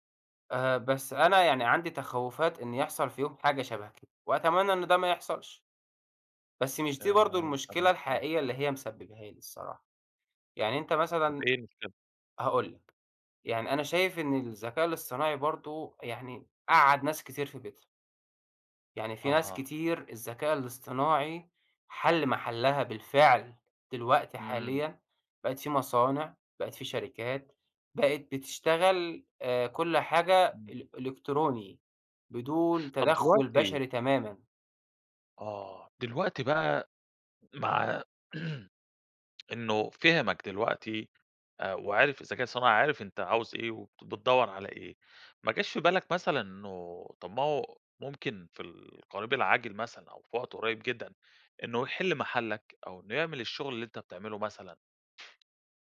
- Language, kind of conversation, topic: Arabic, podcast, تفتكر الذكاء الاصطناعي هيفيدنا ولا هيعمل مشاكل؟
- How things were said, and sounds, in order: unintelligible speech; tapping; throat clearing; other background noise